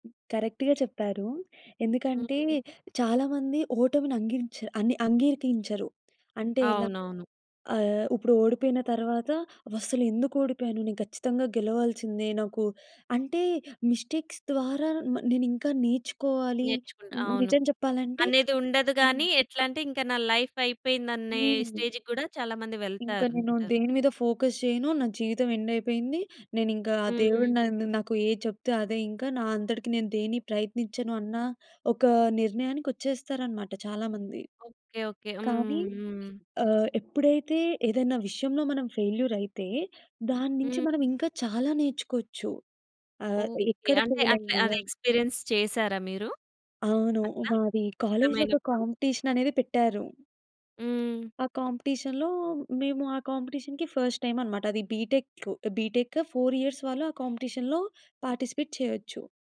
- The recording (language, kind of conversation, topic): Telugu, podcast, మీరు విఫలమైనప్పుడు ఏమి నేర్చుకున్నారు?
- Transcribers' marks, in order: other background noise; in English: "మిస్టేక్స్"; in English: "లైఫ్"; in English: "స్టేజ్‌కి"; in English: "ఫోకస్"; in English: "ఫెయిల్యూర్"; in English: "ఎక్స్‌పీరియన్స్"; in English: "కాంపిటీషన్"; tapping; in English: "కాంపిటీషన్‌లో"; in English: "కాంపిటీషన్‌కి ఫస్ట్ టైమ్"; in English: "బీ టెక్ ఫోర్ ఇయర్స్"; in English: "కాంపిటీషన్‌లో పార్టిసిపేట్"